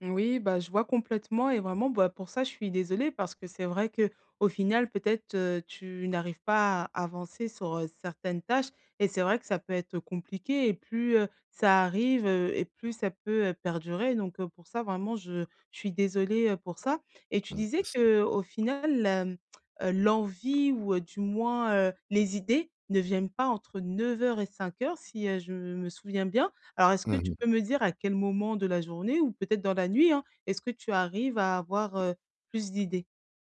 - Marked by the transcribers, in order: other background noise; tapping
- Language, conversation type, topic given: French, advice, Comment surmonter la procrastination pour créer régulièrement ?